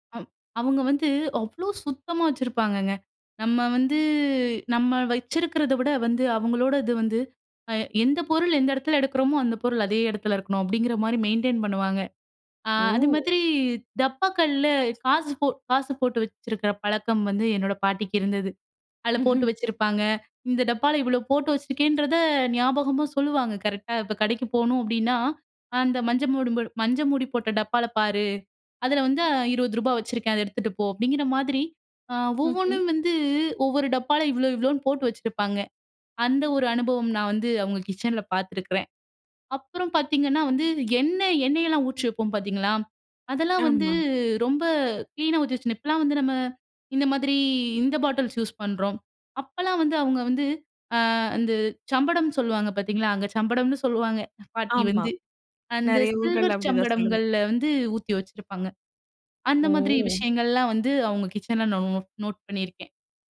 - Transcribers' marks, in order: in English: "மெயின்டெயின்"; "மூடி" said as "மோடு"; drawn out: "ஓ!"
- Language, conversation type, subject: Tamil, podcast, பாட்டி சமையல் செய்யும்போது உங்களுக்கு மறக்க முடியாத பரபரப்பான சம்பவம் ஒன்றைச் சொல்ல முடியுமா?